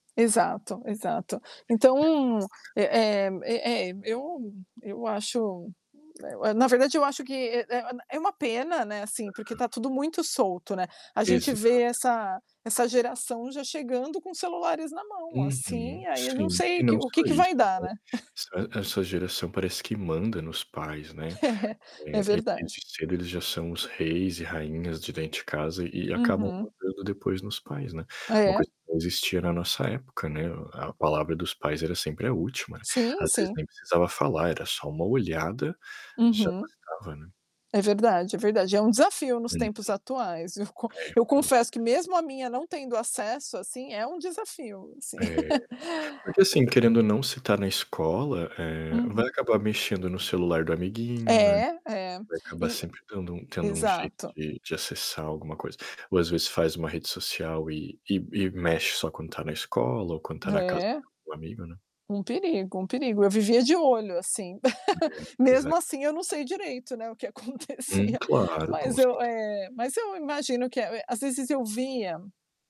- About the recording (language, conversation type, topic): Portuguese, unstructured, O uso de redes sociais deve ser discutido nas escolas ou considerado um assunto privado?
- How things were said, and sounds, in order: other background noise; distorted speech; chuckle; tapping; chuckle; laughing while speaking: "eu con"; unintelligible speech; chuckle; chuckle; laughing while speaking: "o que acontecia"